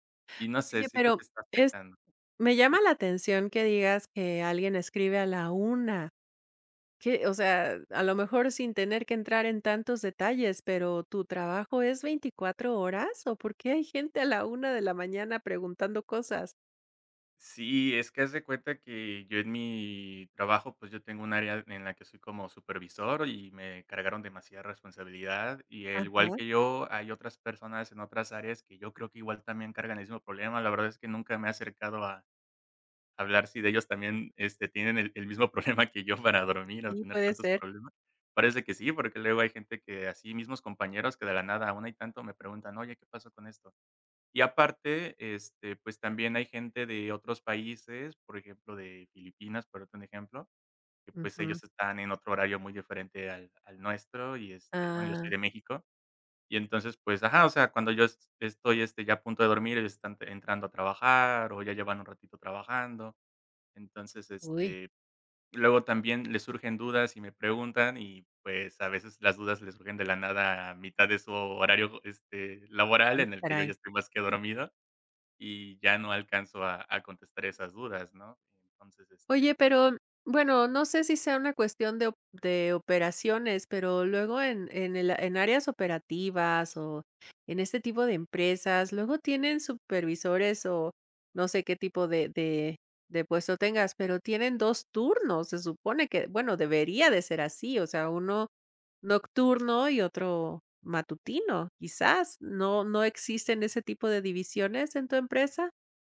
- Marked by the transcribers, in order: laughing while speaking: "problema que yo"; tapping; other background noise
- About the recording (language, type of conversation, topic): Spanish, advice, ¿Cómo puedo dejar de rumiar sobre el trabajo por la noche para conciliar el sueño?